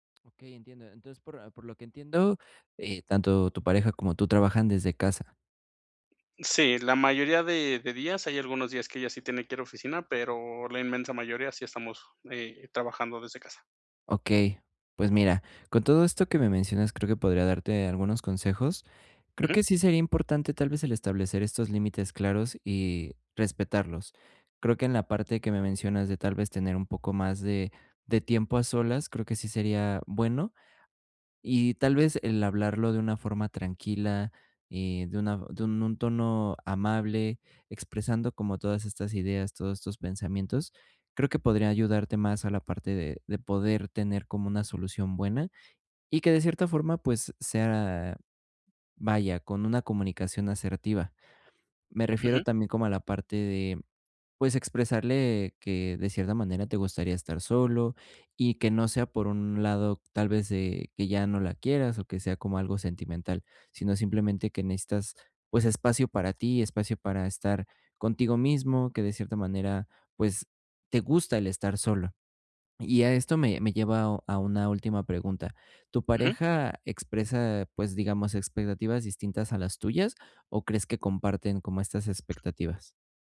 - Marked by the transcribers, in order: other background noise
- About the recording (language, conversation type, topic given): Spanish, advice, ¿Cómo puedo equilibrar mi independencia con la cercanía en una relación?